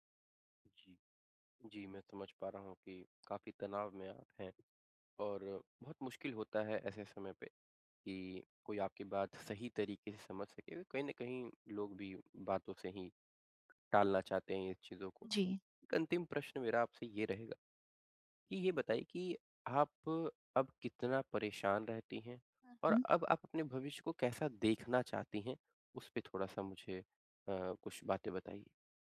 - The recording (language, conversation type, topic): Hindi, advice, ब्रेकअप के बाद मैं खुद का ख्याल रखकर आगे कैसे बढ़ सकता/सकती हूँ?
- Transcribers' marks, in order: tapping